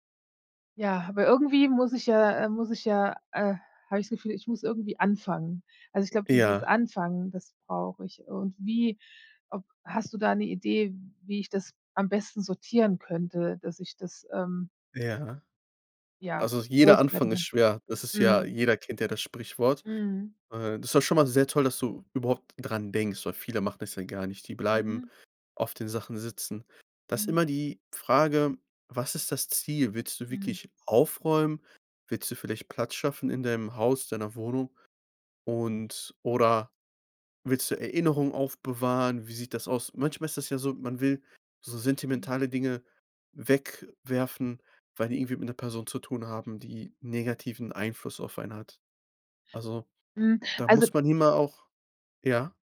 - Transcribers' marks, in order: tapping
- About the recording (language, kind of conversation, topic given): German, advice, Wie kann ich mit Überforderung beim Ausmisten sentimental aufgeladener Gegenstände umgehen?